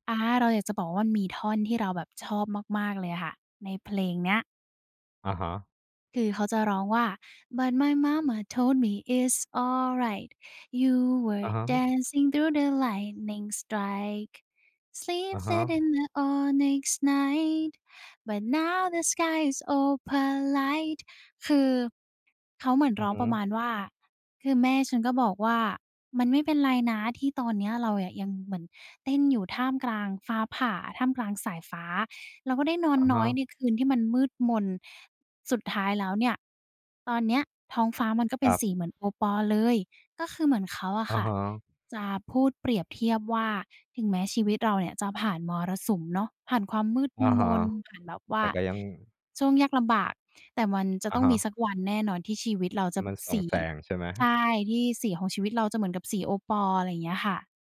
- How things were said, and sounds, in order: in English: "But my mama told me … sky is opalite"; singing: "But my mama told me … sky is opalite"
- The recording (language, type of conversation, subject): Thai, podcast, เพลงไหนที่เป็นเพลงประกอบชีวิตของคุณในตอนนี้?